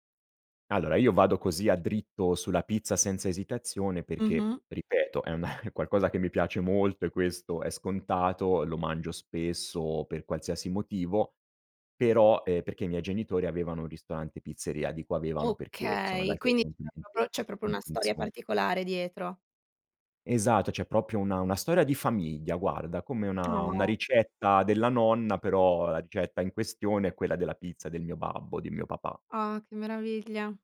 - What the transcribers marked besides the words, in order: laughing while speaking: "una"; unintelligible speech; "proprio" said as "propio"
- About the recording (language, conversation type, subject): Italian, podcast, Qual è un piatto che ti ricorda l’infanzia?